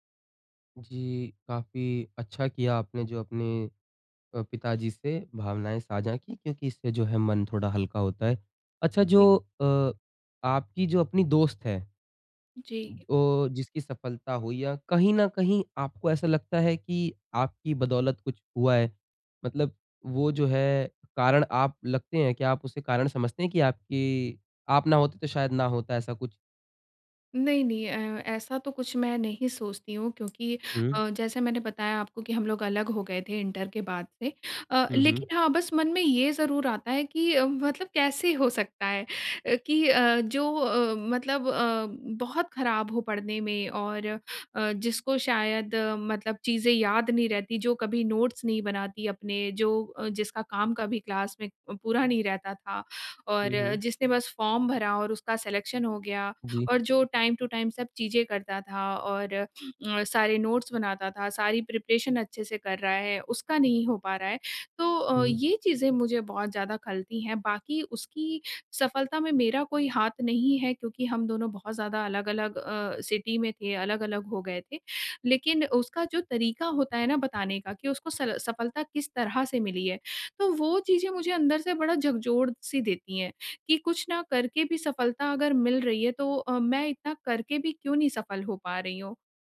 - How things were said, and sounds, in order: tapping; in English: "इंटर"; in English: "नोट्स"; in English: "क्लास"; in English: "सिलेक्शन"; in English: "टाइम टू टाइम"; in English: "नोट्स"; in English: "प्रिपरेशन"; in English: "सिटी"
- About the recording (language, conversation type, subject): Hindi, advice, ईर्ष्या के बावजूद स्वस्थ दोस्ती कैसे बनाए रखें?